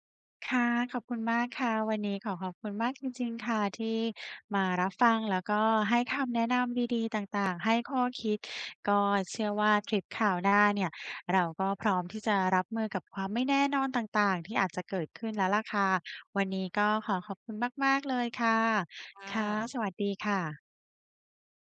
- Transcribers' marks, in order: other background noise
- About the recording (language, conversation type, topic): Thai, advice, ฉันควรเตรียมตัวอย่างไรเมื่อทริปมีความไม่แน่นอน?